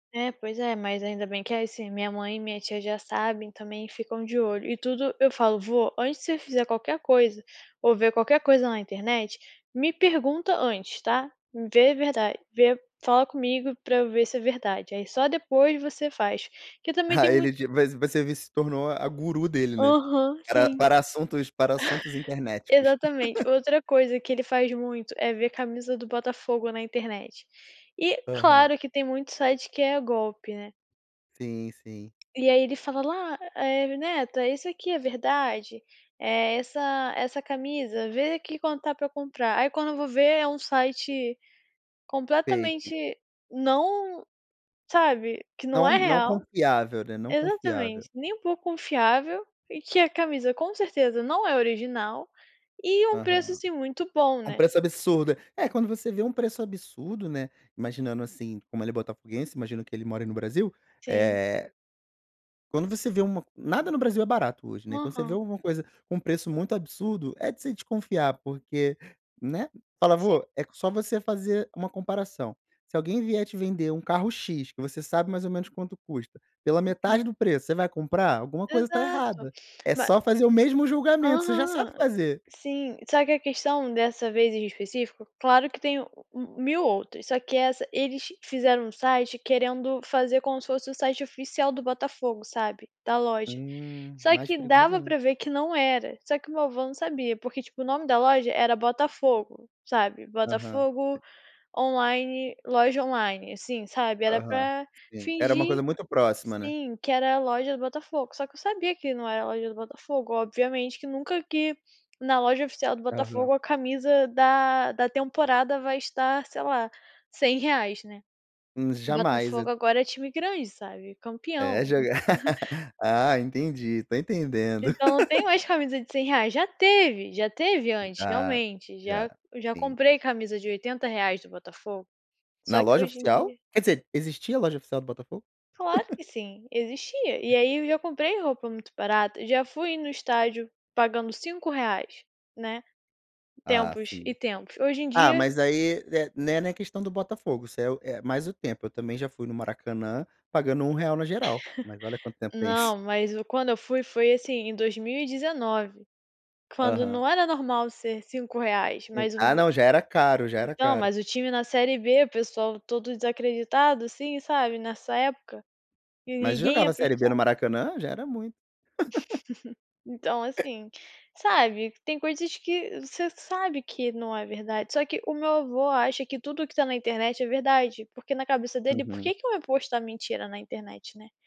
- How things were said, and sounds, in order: laughing while speaking: "Ah"; laugh; tapping; laugh; laugh; laugh; laugh; laugh; chuckle
- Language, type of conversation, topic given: Portuguese, podcast, Como filtrar conteúdo confiável em meio a tanta desinformação?